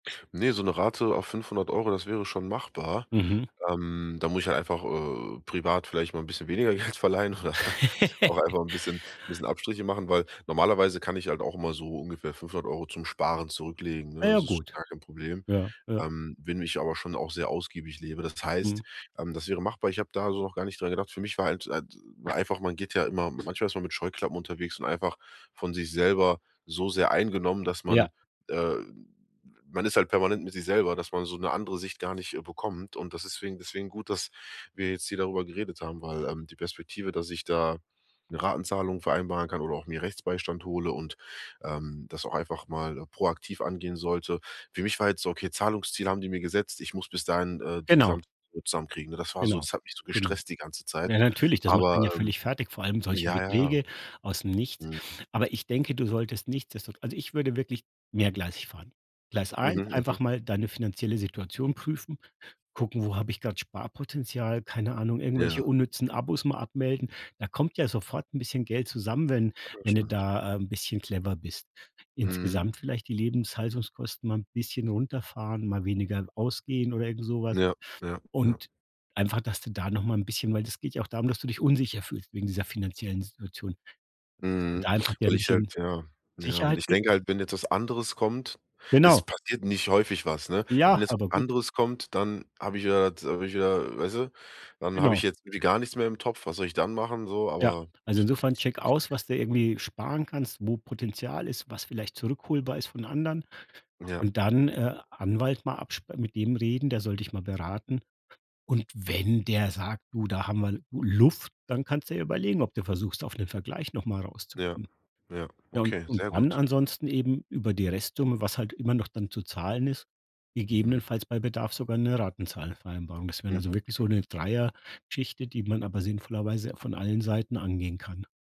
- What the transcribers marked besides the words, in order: laughing while speaking: "Geld verleihen oder"; chuckle; snort; unintelligible speech; other background noise; stressed: "wenn"
- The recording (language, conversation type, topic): German, advice, Wie gehst du mit plötzlicher finanzieller Unsicherheit durch unerwartete Ausgaben um?